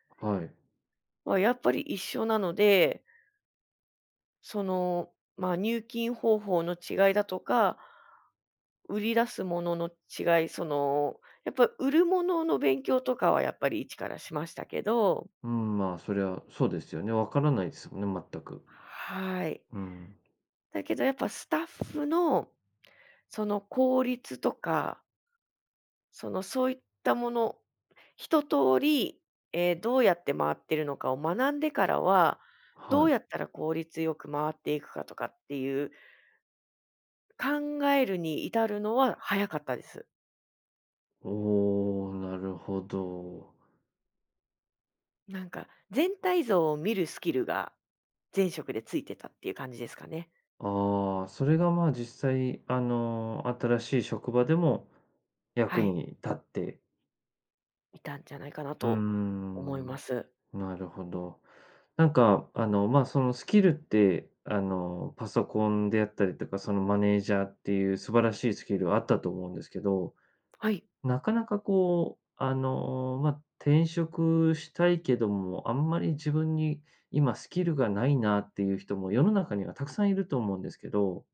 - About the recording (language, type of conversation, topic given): Japanese, podcast, スキルを他の業界でどのように活かせますか？
- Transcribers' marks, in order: tapping